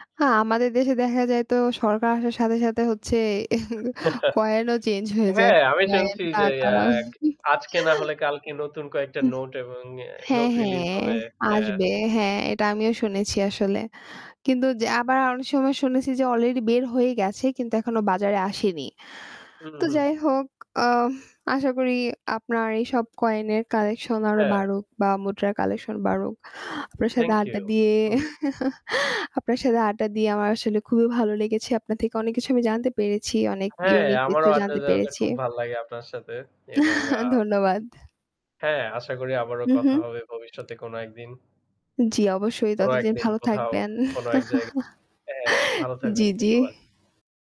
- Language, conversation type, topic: Bengali, unstructured, নিজেকে খুশি রাখতে তোমার প্রিয় উপায় কী?
- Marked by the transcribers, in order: static; chuckle; laughing while speaking: "হচ্ছে"; laughing while speaking: "আমি শুনছি"; chuckle; chuckle; chuckle; tapping; chuckle